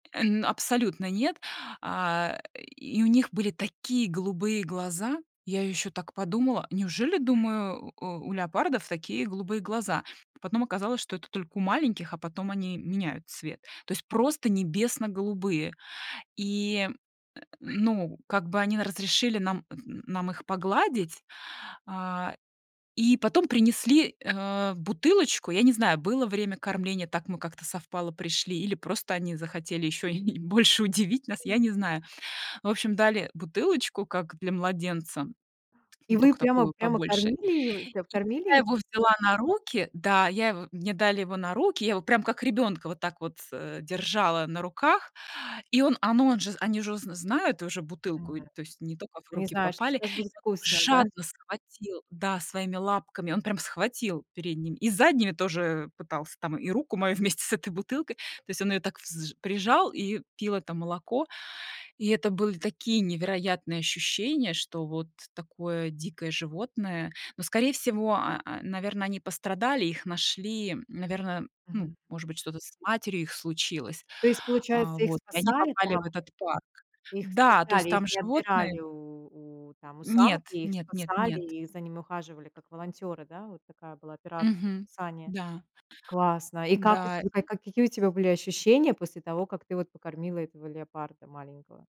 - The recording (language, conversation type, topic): Russian, podcast, О какой встрече вы до сих пор вспоминаете с теплом в сердце?
- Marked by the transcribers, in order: tapping; grunt; other background noise; grunt; chuckle; chuckle; "спасения" said as "спасания"